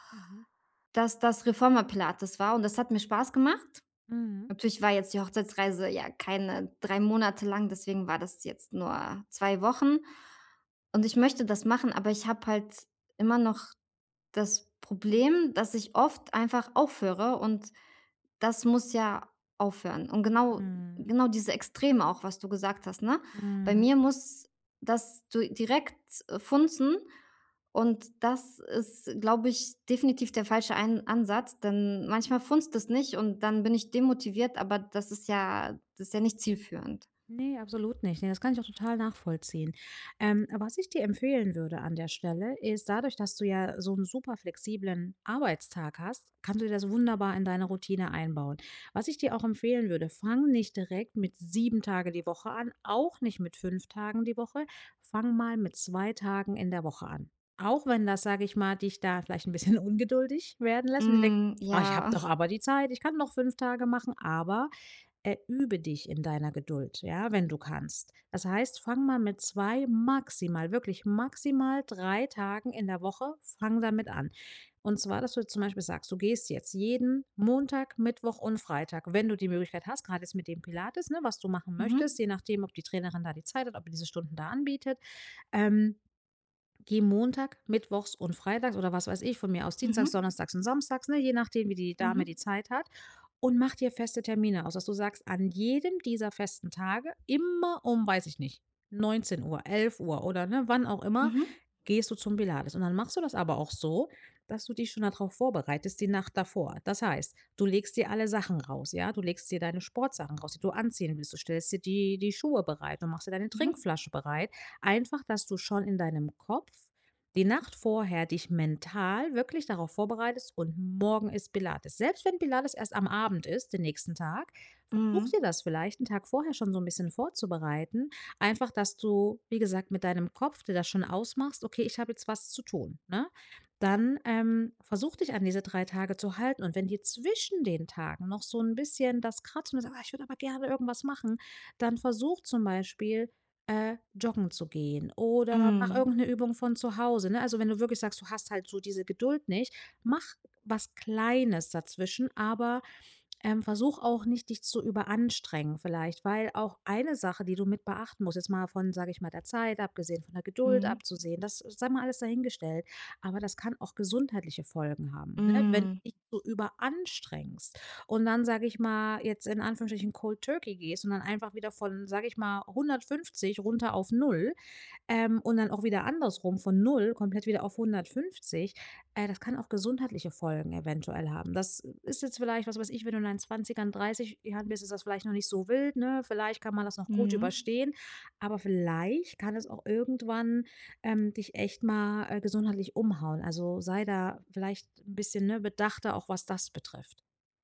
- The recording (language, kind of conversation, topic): German, advice, Wie bleibe ich bei einem langfristigen Projekt motiviert?
- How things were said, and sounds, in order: tapping; laughing while speaking: "ungeduldig"; other background noise; put-on voice: "Ah, ich würde aber gerne irgendwas machen"